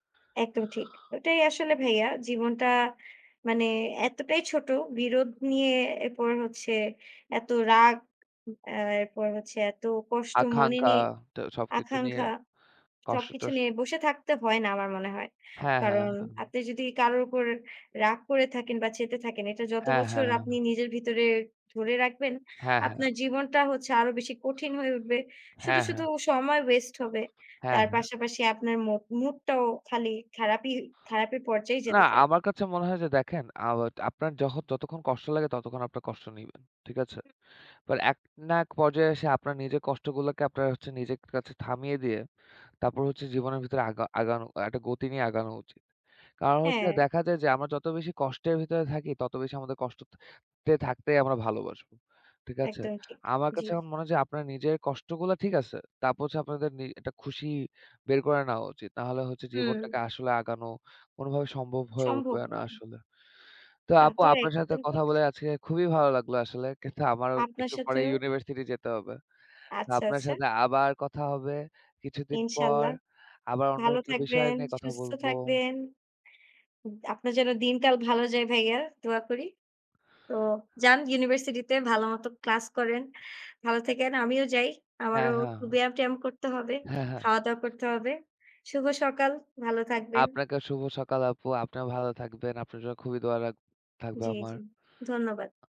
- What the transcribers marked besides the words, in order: other noise
- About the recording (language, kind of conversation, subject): Bengali, unstructured, আপনার মতে বিরোধ মেটানোর সবচেয়ে ভালো উপায় কী?